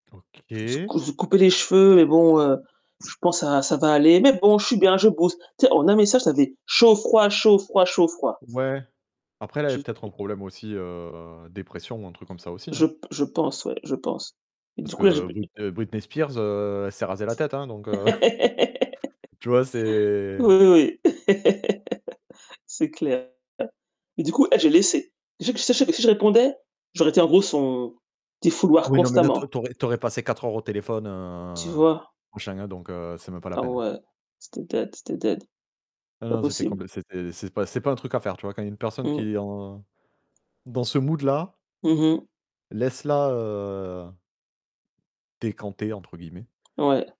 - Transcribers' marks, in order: "bosse" said as "bousse"; tapping; other background noise; laugh; chuckle; laugh; distorted speech; laugh; static; unintelligible speech; in English: "dead"; in English: "dead"; in English: "mood"; drawn out: "heu"
- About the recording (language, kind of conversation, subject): French, unstructured, Comment gérer une amitié toxique ?